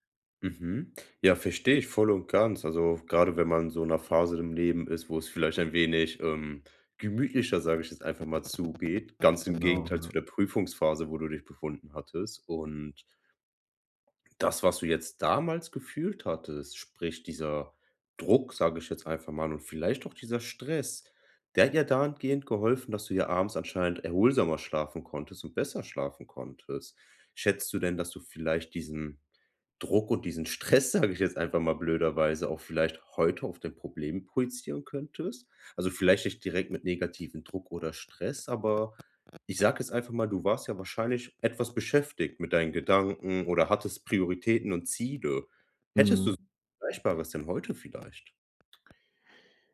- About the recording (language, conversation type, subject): German, advice, Warum fällt es dir schwer, einen regelmäßigen Schlafrhythmus einzuhalten?
- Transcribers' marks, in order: other background noise; laughing while speaking: "Stress, sage ich jetzt einfach"